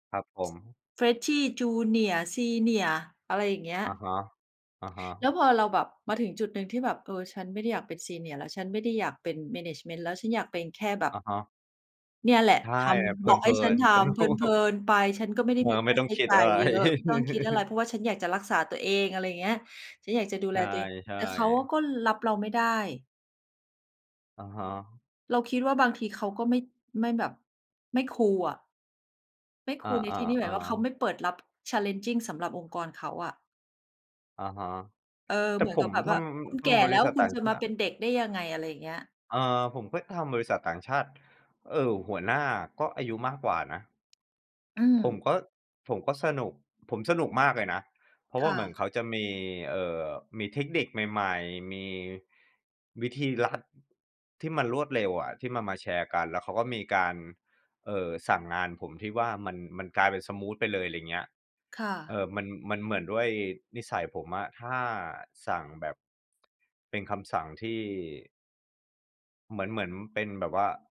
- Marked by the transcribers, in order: in English: "แมเนจเมนต์"; laughing while speaking: "สนุก"; laugh; in English: "challenging"
- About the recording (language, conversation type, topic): Thai, unstructured, คุณเคยมีประสบการณ์เจรจาต่อรองเรื่องงานอย่างไรบ้าง?